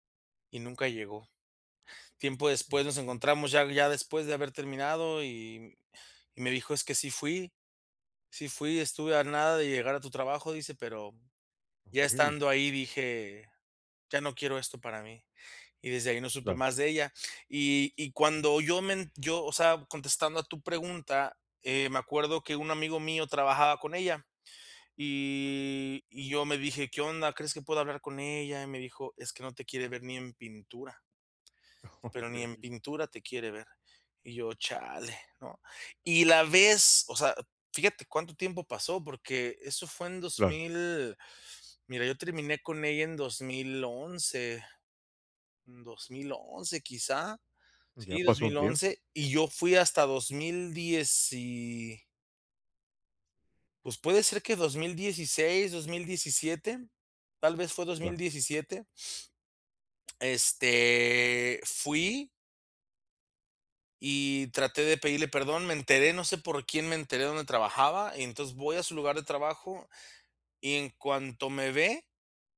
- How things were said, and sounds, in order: other noise; laughing while speaking: "Okey"
- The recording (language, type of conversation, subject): Spanish, advice, Enfrentar la culpa tras causar daño